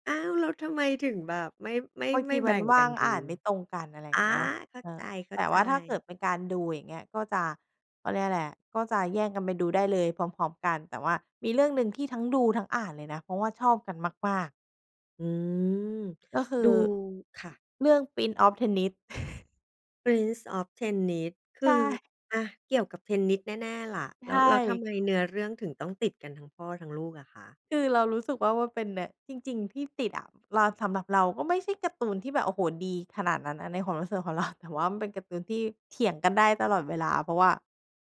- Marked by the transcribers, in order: chuckle; laughing while speaking: "เรา"
- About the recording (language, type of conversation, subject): Thai, podcast, มีกิจกรรมอะไรที่ทำร่วมกับครอบครัวเพื่อช่วยลดความเครียดได้บ้าง?